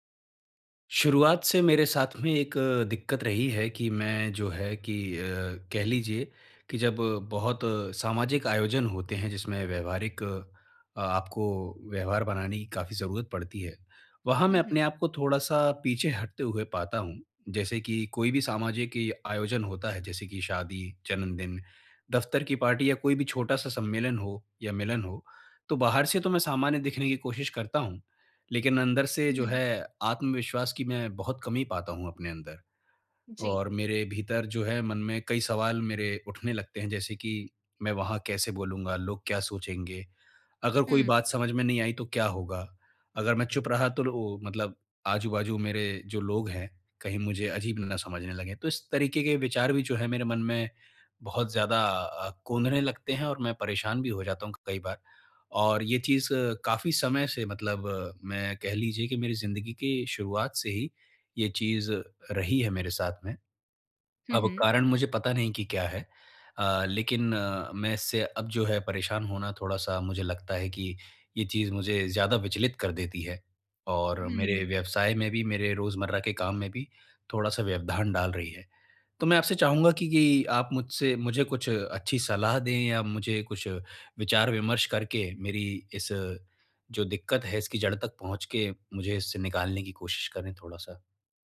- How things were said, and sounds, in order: none
- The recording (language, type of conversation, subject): Hindi, advice, सामाजिक आयोजनों में मैं अधिक आत्मविश्वास कैसे महसूस कर सकता/सकती हूँ?